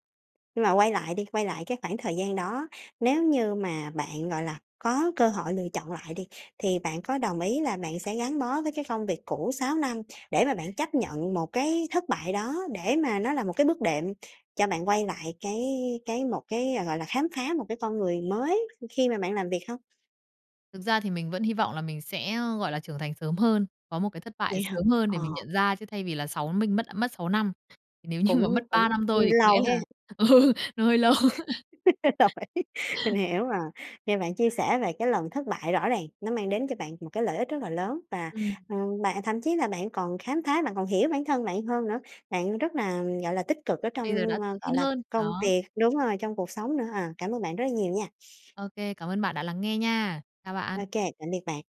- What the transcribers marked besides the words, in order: bird; tapping; other background noise; laughing while speaking: "như"; laughing while speaking: "ừ"; laugh; laughing while speaking: "Rồi"; laughing while speaking: "lâu"
- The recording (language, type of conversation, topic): Vietnamese, podcast, Có khi nào một thất bại lại mang đến lợi ích lớn không?
- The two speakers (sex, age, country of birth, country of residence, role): female, 30-34, Vietnam, Vietnam, guest; female, 30-34, Vietnam, Vietnam, host